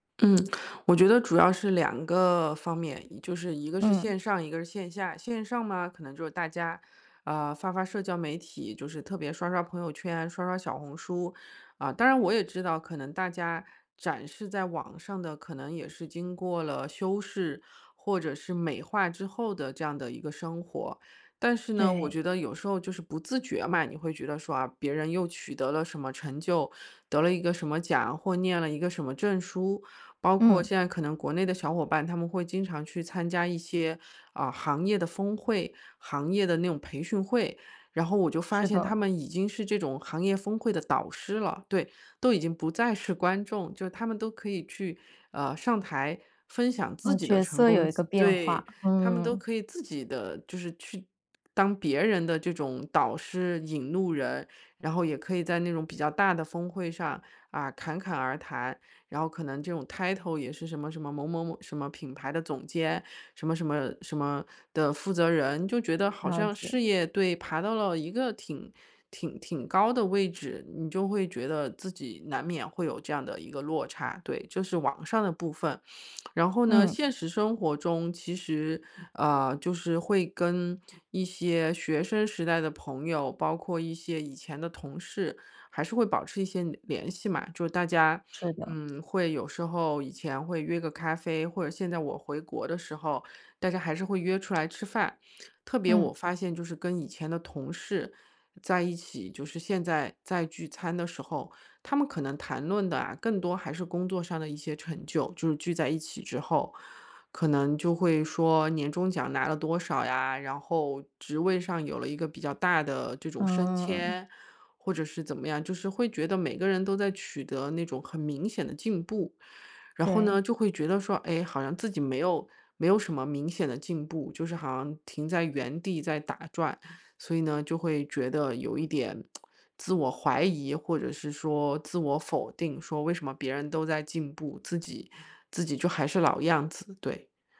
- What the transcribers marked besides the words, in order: other background noise; in English: "title"; other noise; tsk
- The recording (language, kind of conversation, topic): Chinese, advice, 我总是和别人比较，压力很大，该如何为自己定义成功？